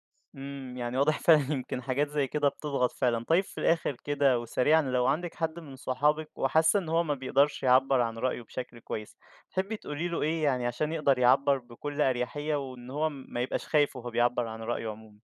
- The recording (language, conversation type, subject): Arabic, podcast, إزاي تعبّر عن رأيك من غير ما تجرّح حد؟
- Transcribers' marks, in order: laughing while speaking: "فعلًا"